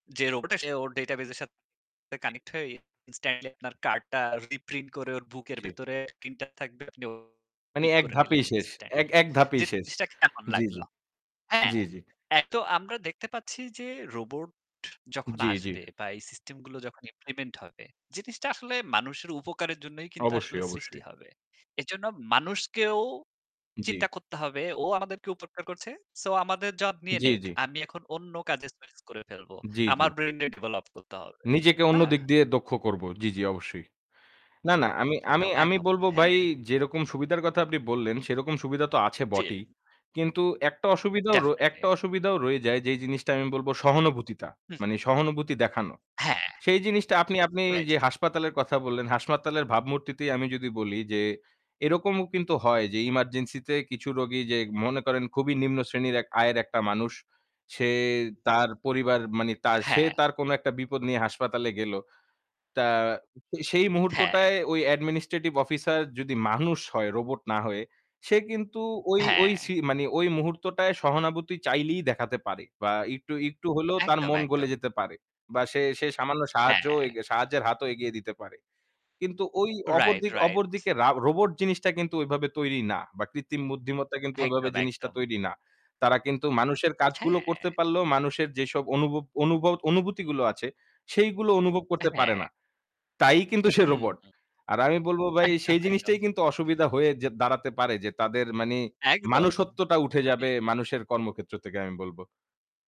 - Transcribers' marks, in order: distorted speech; static; unintelligible speech; unintelligible speech; in English: "administrative officer"; laughing while speaking: "মানুষ"; tapping; laughing while speaking: "রোবট"; laughing while speaking: "একদম, একদম"; "মনুষ্যত্ব" said as "মানুষত্বটা"; laughing while speaking: "আমি"
- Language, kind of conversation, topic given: Bengali, unstructured, আপনি কি মনে করেন, রোবট মানুষের কাজ দখল করে নেবে?